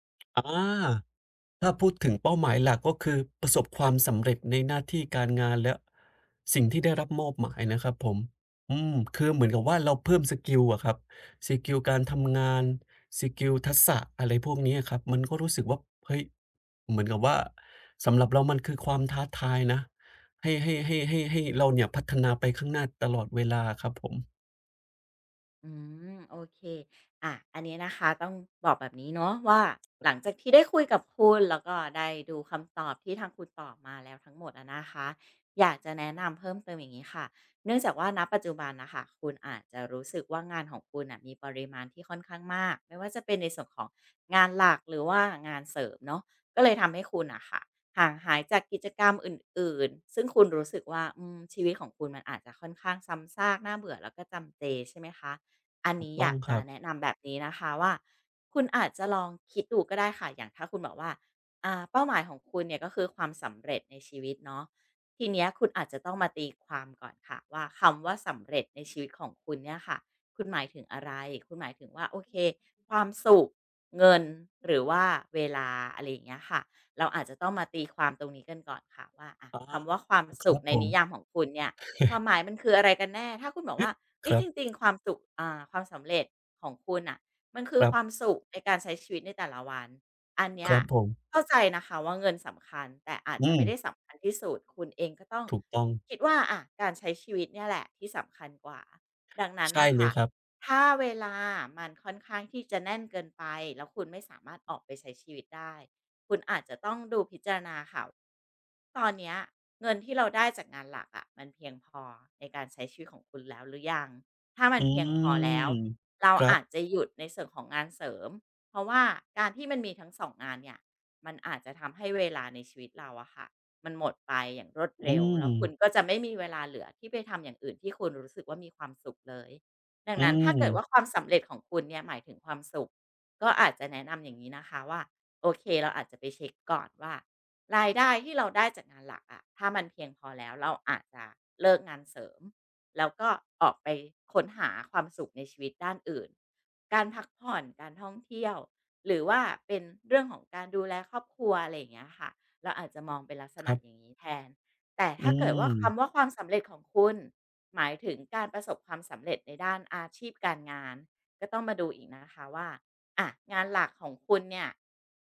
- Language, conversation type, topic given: Thai, advice, จะหาคุณค่าในกิจวัตรประจำวันซ้ำซากและน่าเบื่อได้อย่างไร
- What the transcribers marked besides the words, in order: other background noise; unintelligible speech; other noise; chuckle